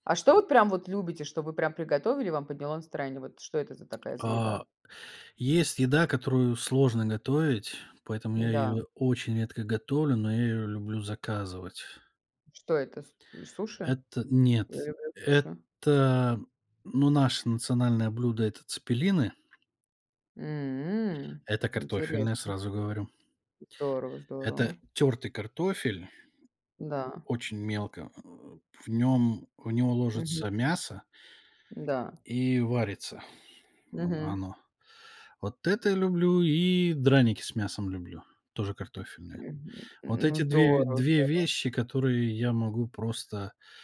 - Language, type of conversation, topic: Russian, unstructured, Как еда влияет на настроение?
- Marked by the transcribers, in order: grunt